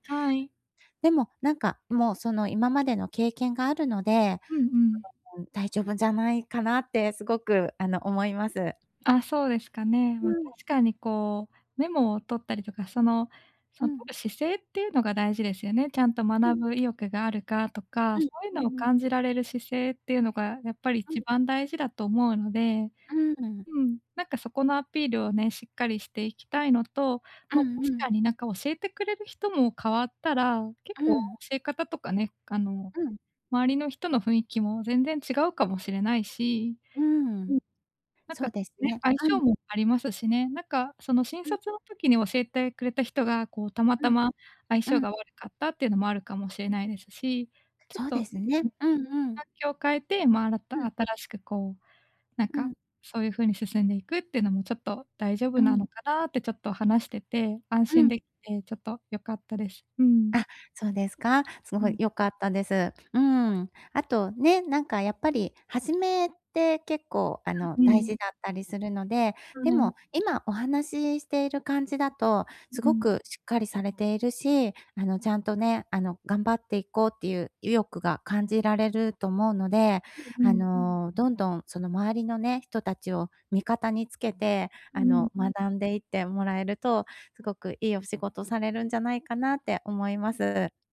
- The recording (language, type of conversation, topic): Japanese, advice, どうすれば批判を成長の機会に変える習慣を身につけられますか？
- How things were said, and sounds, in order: unintelligible speech; tapping; other background noise